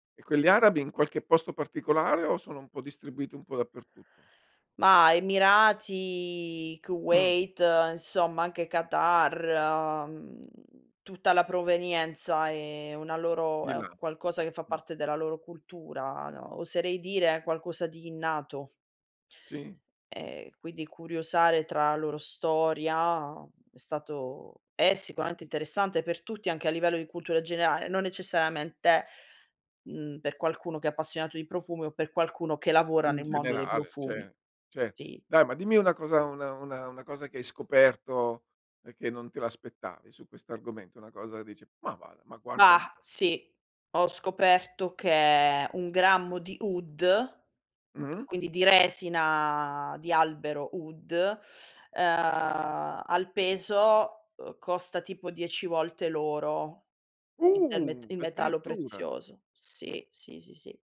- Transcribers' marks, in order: drawn out: "Emirati"; tapping; "cioè" said as "ceh"; "cioè" said as "ceh"; other background noise
- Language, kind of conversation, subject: Italian, podcast, Che cosa accende la tua curiosità quando studi qualcosa di nuovo?